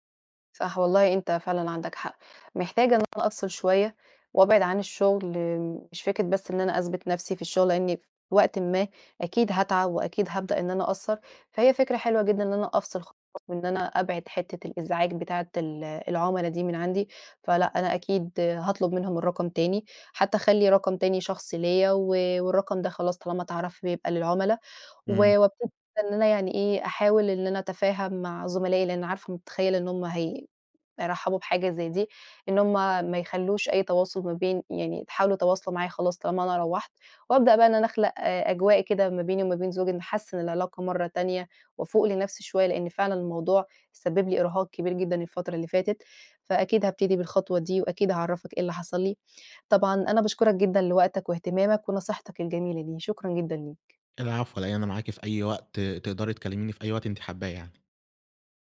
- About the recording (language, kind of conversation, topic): Arabic, advice, إزاي أقدر أفصل الشغل عن حياتي الشخصية؟
- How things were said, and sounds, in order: other background noise